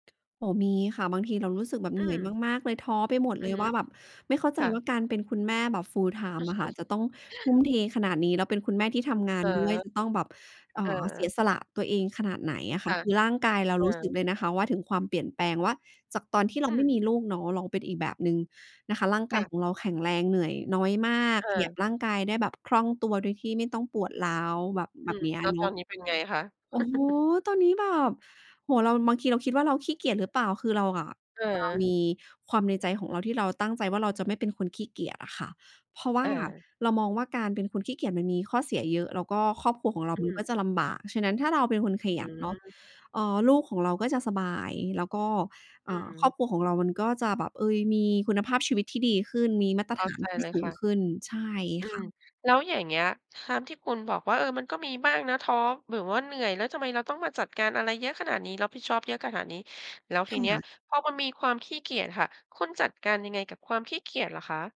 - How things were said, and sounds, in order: in English: "Full-Time"; chuckle; put-on voice: "โอ้โฮ ตอนนี้แบบ"; chuckle
- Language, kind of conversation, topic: Thai, podcast, คุณจัดการกับความขี้เกียจอย่างไรเมื่อต้องทำงานเชิงสร้างสรรค์?